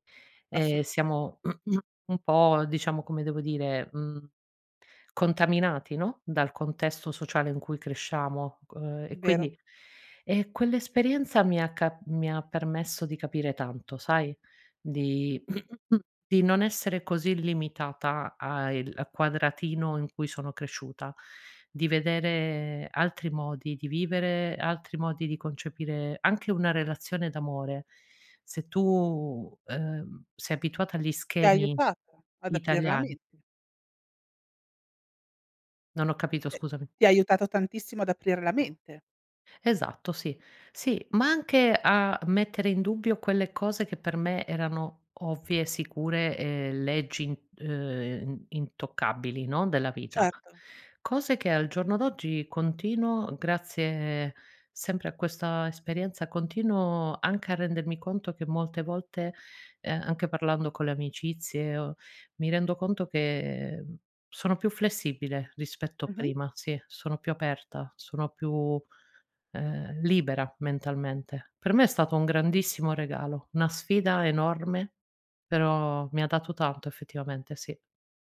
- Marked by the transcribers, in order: other background noise; throat clearing; throat clearing
- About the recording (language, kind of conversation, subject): Italian, podcast, Qual è stata una sfida che ti ha fatto crescere?